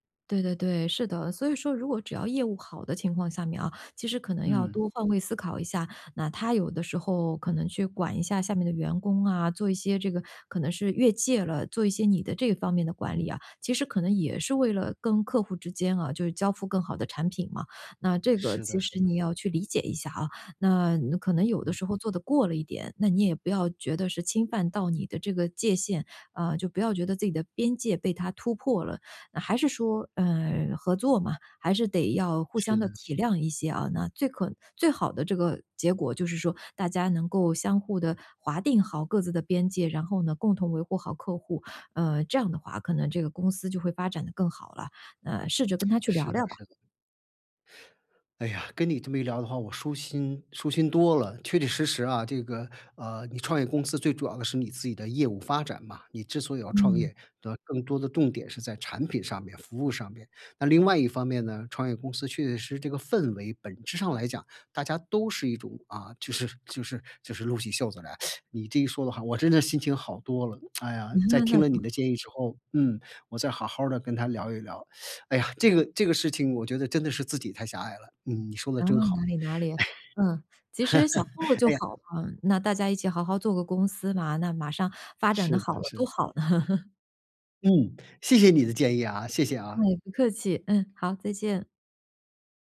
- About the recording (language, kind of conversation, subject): Chinese, advice, 我如何在创业初期有效组建并管理一支高效团队？
- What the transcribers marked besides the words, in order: tsk; inhale; teeth sucking; tsk; chuckle; teeth sucking; inhale; chuckle; chuckle